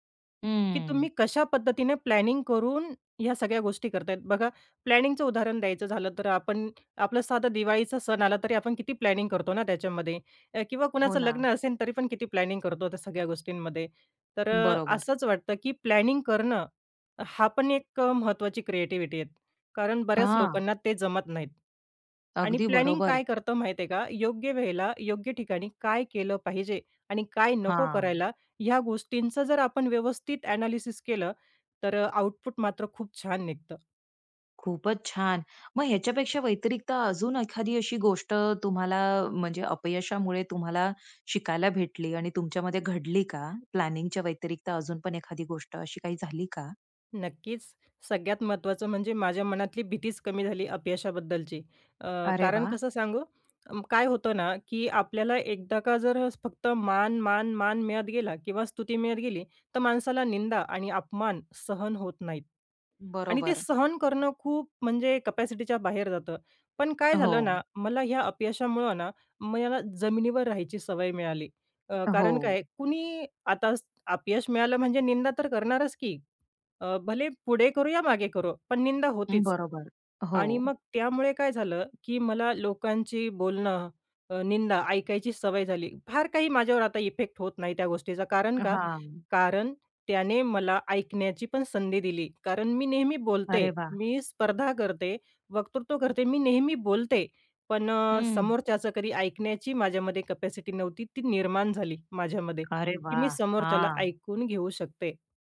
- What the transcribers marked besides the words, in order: in English: "प्लॅनिंग"; in English: "प्लॅनिंगचं"; in English: "प्लॅनिंग"; in English: "प्लॅनिंग"; in English: "प्लॅनिंग"; in English: "प्लॅनिंग"; other background noise; in English: "ॲनालिसिस"; in English: "प्लॅनिंगच्या"; tapping
- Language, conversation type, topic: Marathi, podcast, अपयशामुळे सर्जनशील विचारांना कोणत्या प्रकारे नवी दिशा मिळते?